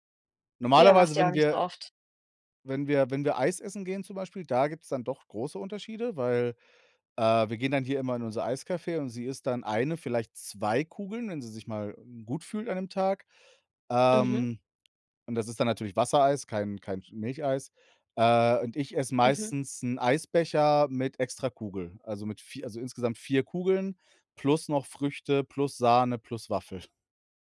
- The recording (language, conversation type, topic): German, unstructured, Was verbindet dich am meisten mit deiner Kultur?
- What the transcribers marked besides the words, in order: other background noise; laughing while speaking: "Waffel"